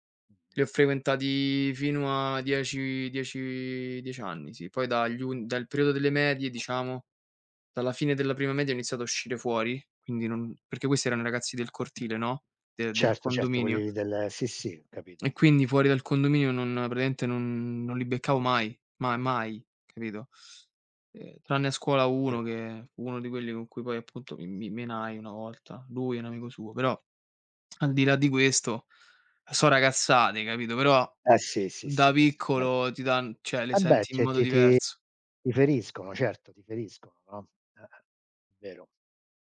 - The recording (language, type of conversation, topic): Italian, unstructured, Perché pensi che nella società ci siano ancora tante discriminazioni?
- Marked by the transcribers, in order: other background noise; unintelligible speech; "questo" said as "esto"; "cioè" said as "ceh"; "Vabbè" said as "Abbè"; tapping